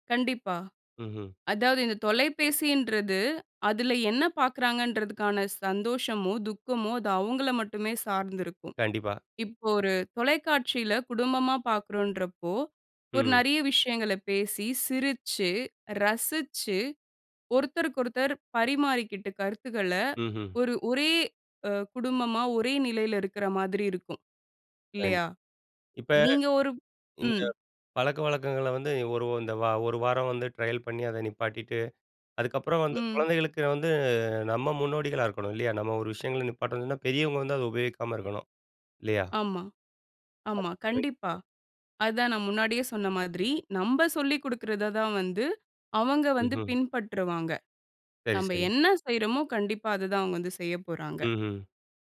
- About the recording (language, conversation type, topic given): Tamil, podcast, தொலைபேசி இல்லாமல் உணவு நேரங்களைப் பின்பற்றுவது உங்களால் சாத்தியமா?
- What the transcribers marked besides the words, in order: in English: "ட்ரையல்"; unintelligible speech